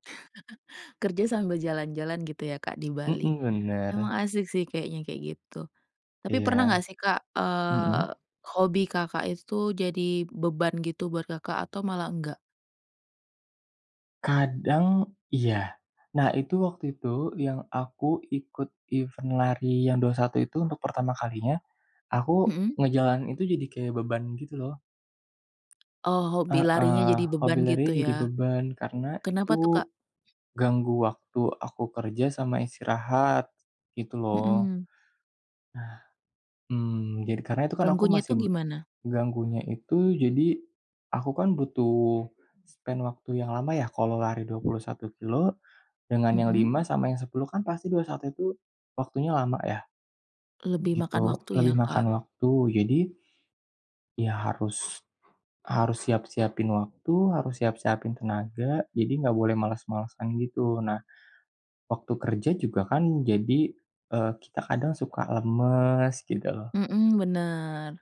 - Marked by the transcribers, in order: laugh; in English: "event"; tapping; in English: "spend"
- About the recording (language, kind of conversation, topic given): Indonesian, podcast, Bagaimana kamu mengatur waktu antara pekerjaan dan hobi?